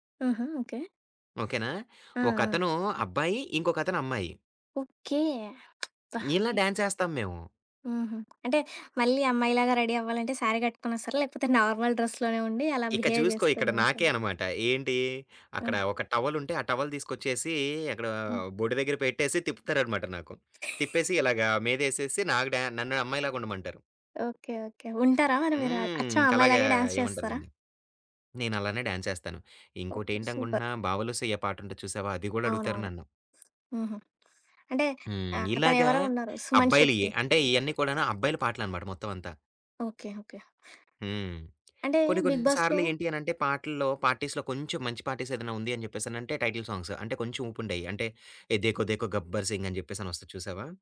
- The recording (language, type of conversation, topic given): Telugu, podcast, పార్టీకి ప్లేలిస్ట్ సిద్ధం చేయాలంటే మొదట మీరు ఎలాంటి పాటలను ఎంచుకుంటారు?
- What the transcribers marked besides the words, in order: other background noise; tapping; in English: "రెడీ"; in English: "శారీ"; in English: "నార్మల్ డ్రెస్‌లోనే"; in English: "బిహేవ్"; in English: "టవల్"; in English: "డాన్స్"; in English: "సూపర్"; in English: "పార్టీస్‌లో"; in English: "పార్టీస్"; in English: "టైటిల్ సాంగ్స్"; in Hindi: "దేఖో దేఖో"